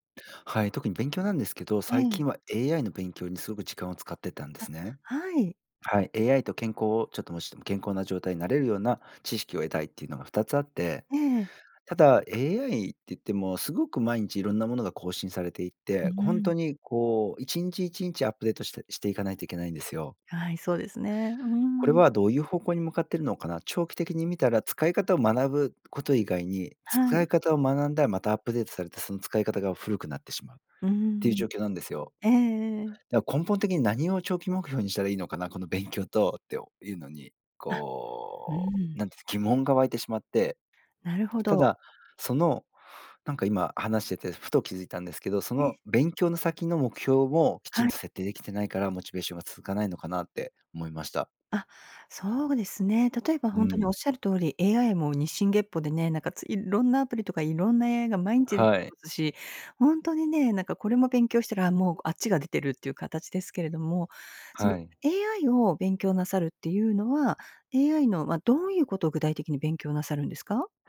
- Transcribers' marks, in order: tapping
- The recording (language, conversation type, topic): Japanese, advice, 長期的な目標に向けたモチベーションが続かないのはなぜですか？